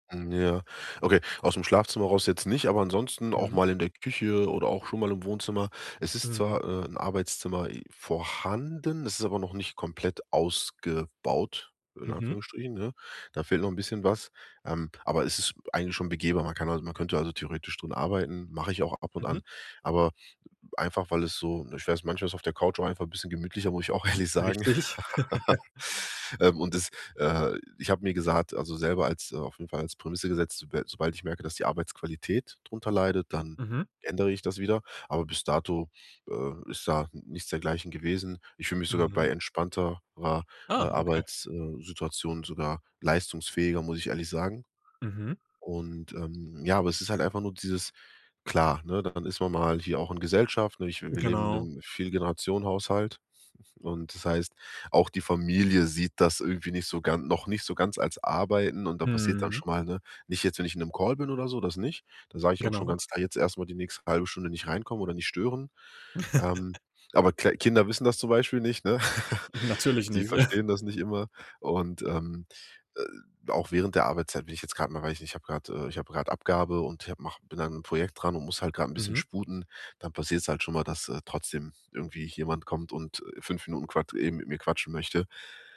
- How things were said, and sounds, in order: stressed: "vorhanden"; laughing while speaking: "auch ehrlich sagen"; laughing while speaking: "richtig"; laugh; surprised: "Ah, okay"; chuckle; joyful: "Kinder wissen das zum Beispiel nicht, ne? Die verstehen das nicht immer"; laugh; chuckle; joyful: "Natürlich nicht"; laugh
- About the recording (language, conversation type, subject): German, advice, Wie hat sich durch die Umstellung auf Homeoffice die Grenze zwischen Arbeit und Privatleben verändert?
- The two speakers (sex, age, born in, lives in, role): male, 20-24, Germany, Germany, advisor; male, 30-34, Germany, Germany, user